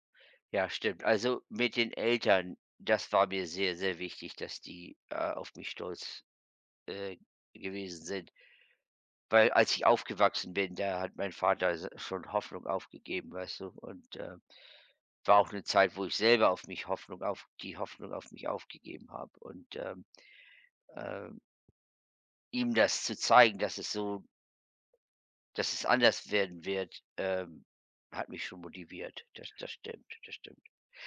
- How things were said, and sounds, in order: none
- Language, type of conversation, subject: German, unstructured, Was motiviert dich, deine Träume zu verfolgen?